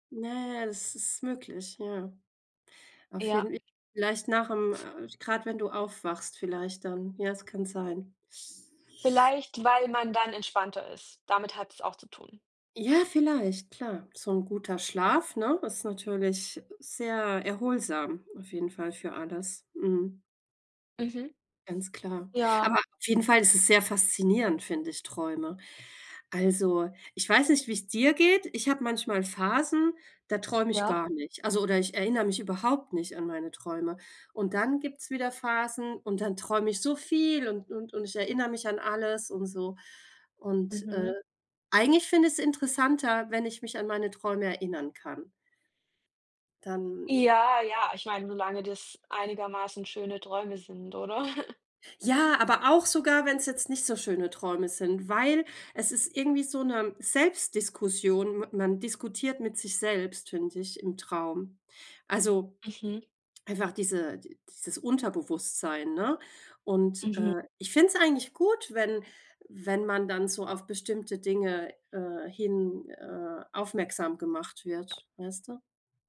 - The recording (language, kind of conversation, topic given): German, unstructured, Was fasziniert dich am meisten an Träumen, die sich so real anfühlen?
- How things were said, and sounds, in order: unintelligible speech; stressed: "überhaupt"; stressed: "viel"; laughing while speaking: "oder?"; chuckle; other background noise